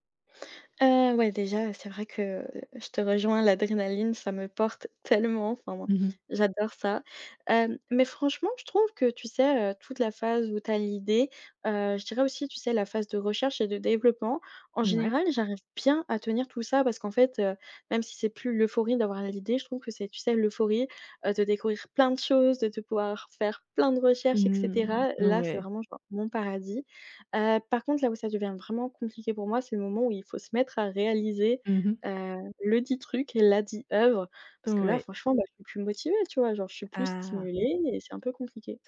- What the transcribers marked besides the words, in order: tapping; stressed: "bien"; other background noise
- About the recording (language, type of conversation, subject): French, advice, Comment choisir une idée à développer quand vous en avez trop ?